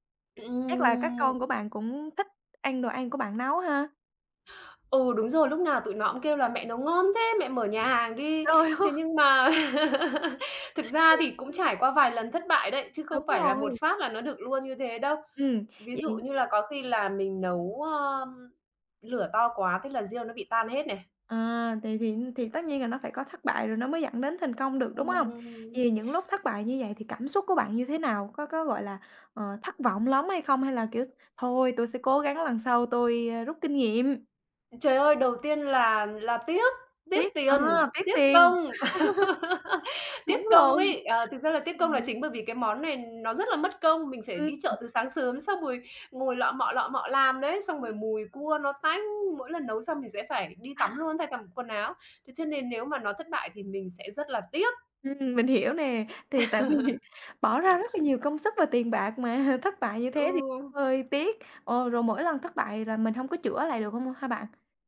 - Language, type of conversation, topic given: Vietnamese, podcast, Món ăn bạn tự nấu mà bạn thích nhất là món gì?
- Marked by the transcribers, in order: other background noise; laughing while speaking: "Trời ơi!"; laugh; chuckle; laugh; laughing while speaking: "rồi"; laugh; laugh; sniff; laughing while speaking: "vì"; laughing while speaking: "mà"